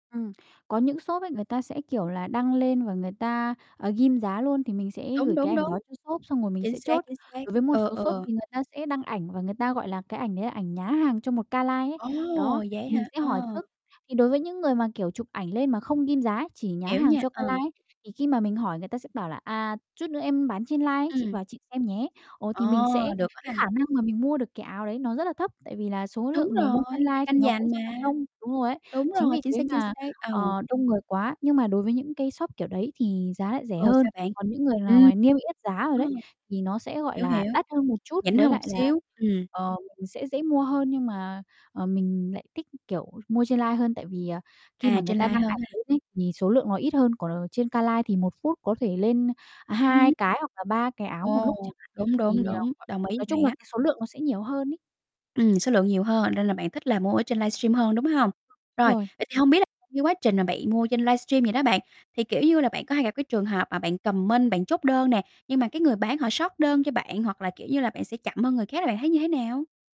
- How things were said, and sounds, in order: tapping; distorted speech; other background noise; in English: "lai"; "live" said as "lai"; background speech; in English: "lai"; "live" said as "lai"; in English: "live"; in English: "lai"; "live" said as "lai"; in English: "lai"; "live" said as "lai"; in English: "live"; in English: "lai"; "live" said as "lai"; in English: "comment"
- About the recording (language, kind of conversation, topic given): Vietnamese, podcast, Bạn nghĩ thế nào về việc mua đồ đã qua sử dụng hoặc đồ cổ điển?